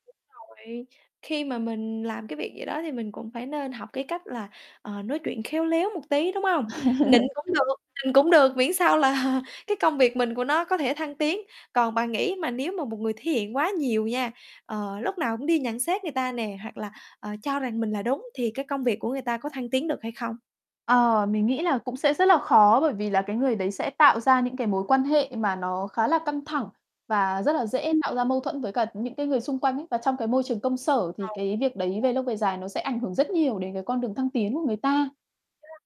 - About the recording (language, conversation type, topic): Vietnamese, podcast, Bạn có sợ rằng nếu thể hiện bản thân quá nhiều thì sẽ bị người khác đánh giá không?
- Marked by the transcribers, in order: distorted speech; tapping; laugh; other background noise; laughing while speaking: "là"; static; unintelligible speech; unintelligible speech